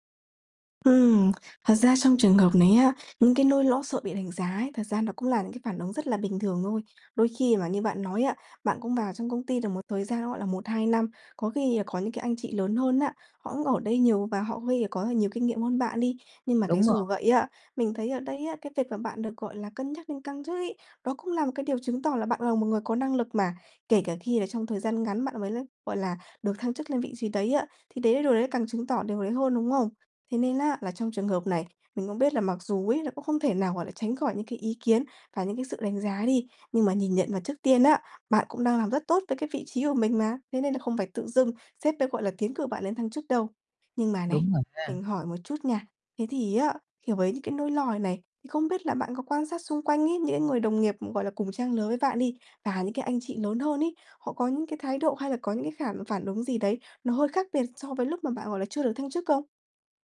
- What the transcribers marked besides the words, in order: tapping
- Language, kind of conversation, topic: Vietnamese, advice, Làm sao để bớt lo lắng về việc người khác đánh giá mình khi vị thế xã hội thay đổi?
- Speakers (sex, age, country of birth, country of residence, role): female, 20-24, Vietnam, Vietnam, advisor; male, 30-34, Vietnam, Vietnam, user